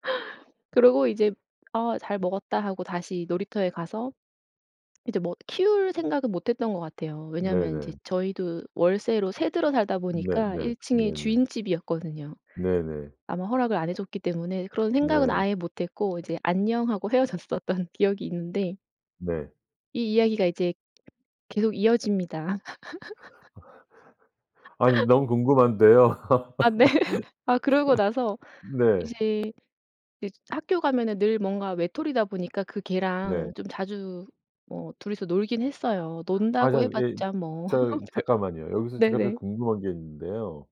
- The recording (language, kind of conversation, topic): Korean, podcast, 어릴 때 가장 소중했던 기억은 무엇인가요?
- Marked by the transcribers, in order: other background noise; tapping; laughing while speaking: "헤어졌었던"; laugh; laughing while speaking: "네"; laugh; laugh